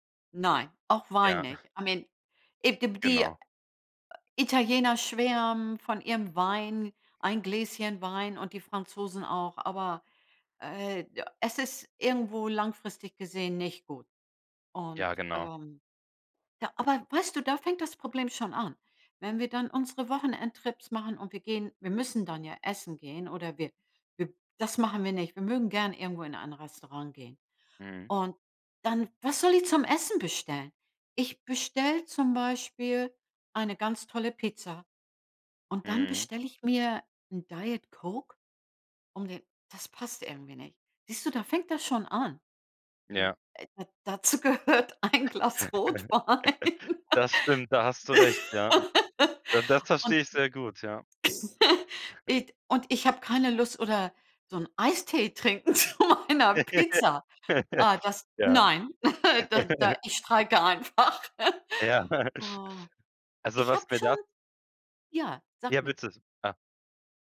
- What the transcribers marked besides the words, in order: snort; in English: "I mean it"; chuckle; laughing while speaking: "gehört ein Glas Rotwein"; chuckle; laugh; chuckle; in English: "it"; chuckle; laughing while speaking: "zu meiner"; chuckle; laughing while speaking: "einfach"; chuckle
- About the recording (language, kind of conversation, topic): German, advice, Wie kann ich meine Routinen beibehalten, wenn Reisen oder Wochenenden sie komplett durcheinanderbringen?